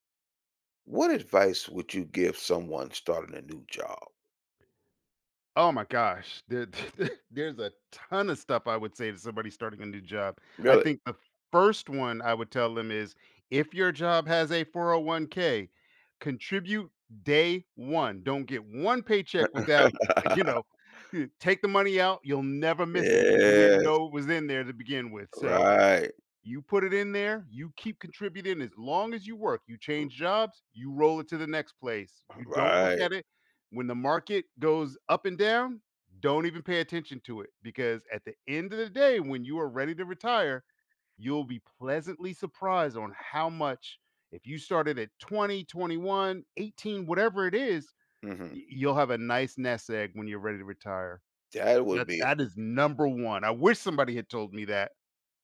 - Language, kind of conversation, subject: English, podcast, What helps someone succeed and feel comfortable when starting a new job?
- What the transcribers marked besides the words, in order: other background noise; laughing while speaking: "th th"; stressed: "ton"; chuckle; drawn out: "Yes"; scoff